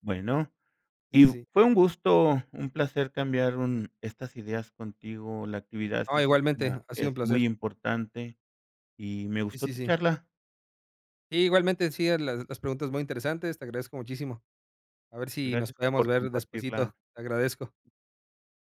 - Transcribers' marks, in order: none
- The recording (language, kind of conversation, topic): Spanish, podcast, ¿Qué actividad física te hace sentir mejor mentalmente?